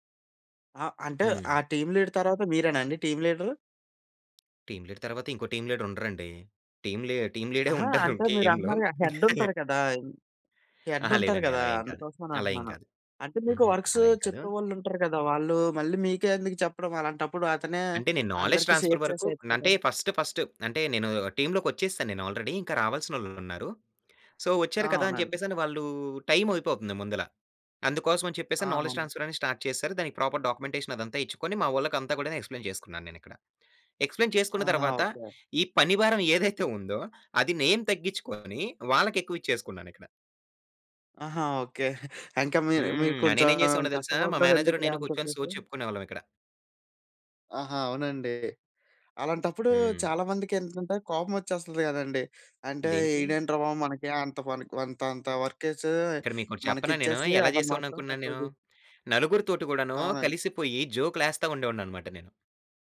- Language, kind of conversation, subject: Telugu, podcast, పని భారం సమానంగా పంచుకోవడం గురించి ఎలా చర్చించాలి?
- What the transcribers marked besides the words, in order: in English: "టీమ్ లీడర్"; in English: "టీమ్"; in English: "టీమ్ లీడ్"; in English: "టీమ్"; in English: "టీమ్ లీ టీమ్ లీడే"; in English: "టీమ్‌లో"; chuckle; tapping; in English: "నౌలెడ్జ్ ట్రాన్స్‌ఫర్"; in English: "షేర్"; in English: "ఫస్ట్, ఫస్ట్"; in English: "ఆల్రెడీ"; in English: "సో"; in English: "నౌలెడ్జ్ ట్రాన్స్‌ఫర్"; in English: "స్టార్ట్"; in English: "ప్రాపర్ డాక్యుమెంటేషన్"; in English: "ఎక్స్‌ప్లైన్"; in English: "ఎక్స్‌ప్లైన్"; giggle; chuckle; in English: "మేనేజర్"; other background noise; in English: "వర్క్"